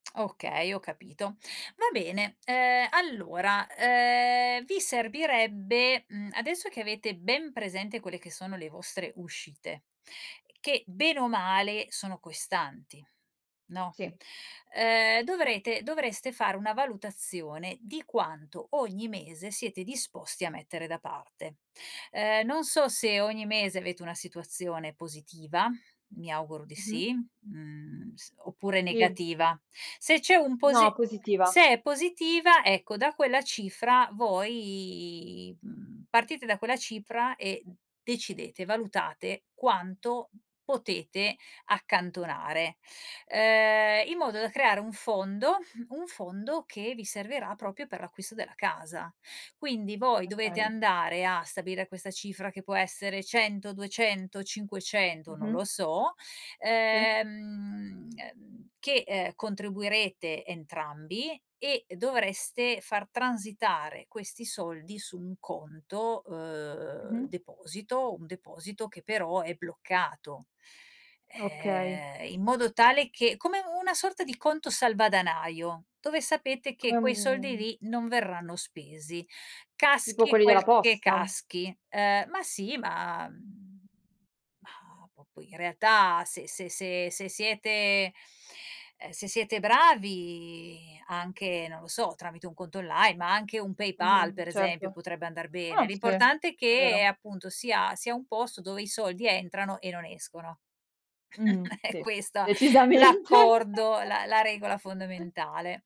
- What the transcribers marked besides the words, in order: "costanti" said as "coistanti"; tapping; other background noise; drawn out: "voi"; chuckle; laughing while speaking: "È questo"; laughing while speaking: "decisamente"; giggle
- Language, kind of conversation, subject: Italian, advice, Come posso bilanciare le spese quotidiane senza sacrificare i miei obiettivi futuri?